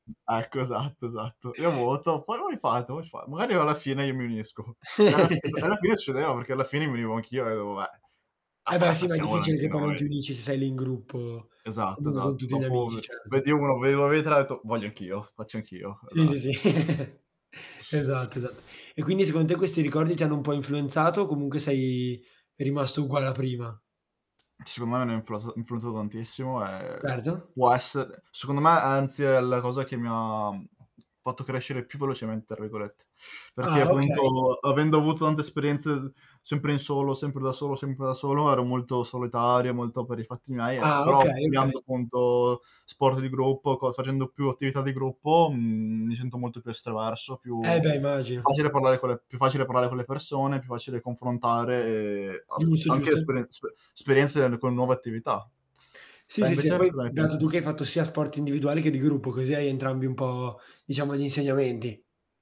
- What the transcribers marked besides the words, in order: other background noise; unintelligible speech; static; chuckle; unintelligible speech; unintelligible speech; chuckle; tapping; unintelligible speech; distorted speech; drawn out: "mi"
- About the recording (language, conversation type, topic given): Italian, unstructured, Qual è il ricordo più bello della tua infanzia?